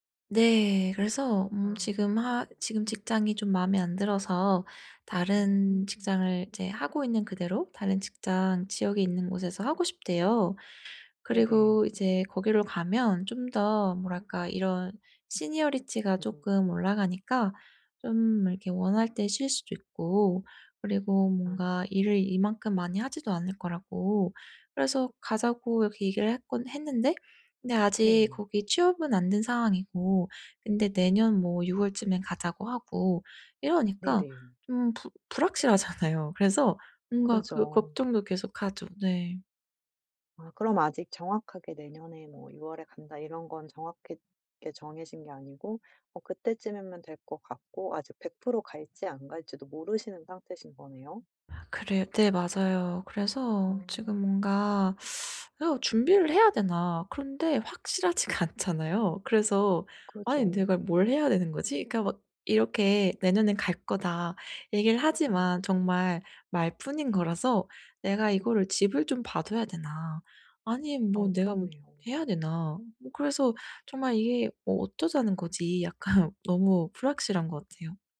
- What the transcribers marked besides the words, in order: in English: "Seniority가"; laughing while speaking: "불확실하잖아요"; teeth sucking
- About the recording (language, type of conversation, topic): Korean, advice, 미래가 불확실해서 걱정이 많을 때, 일상에서 걱정을 줄일 수 있는 방법은 무엇인가요?